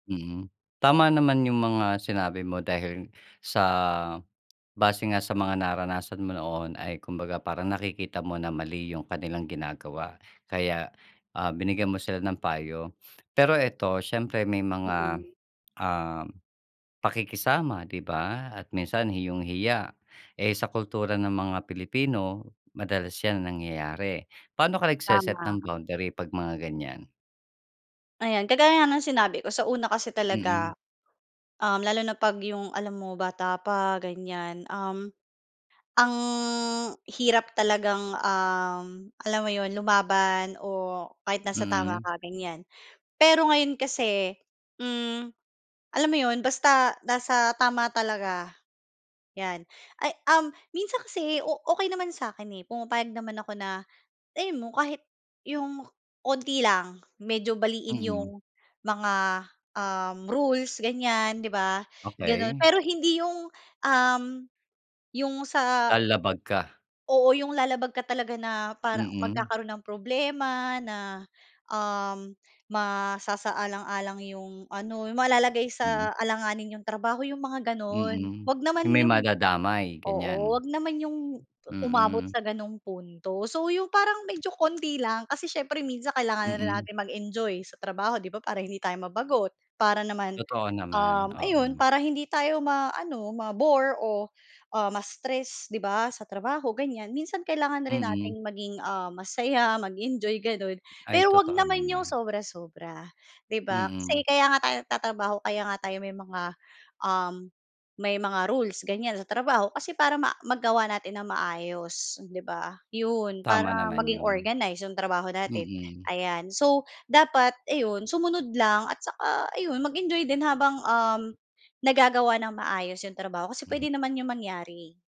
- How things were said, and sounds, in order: sniff; drawn out: "ang"; tapping
- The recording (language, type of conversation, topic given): Filipino, podcast, Paano mo hinaharap ang mahirap na boss o katrabaho?